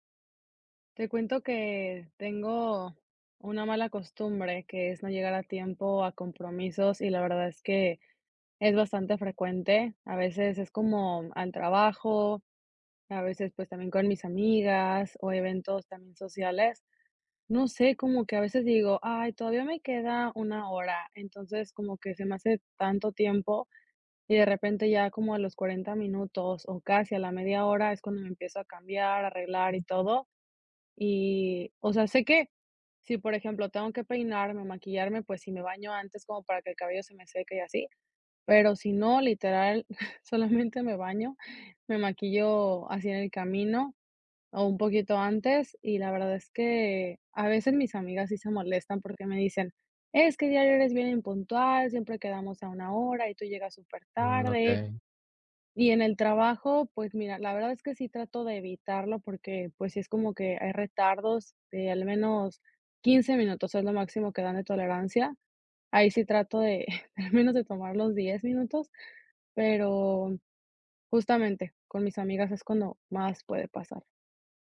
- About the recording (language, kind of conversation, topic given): Spanish, advice, ¿Cómo puedo dejar de llegar tarde con frecuencia a mis compromisos?
- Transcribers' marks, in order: chuckle; chuckle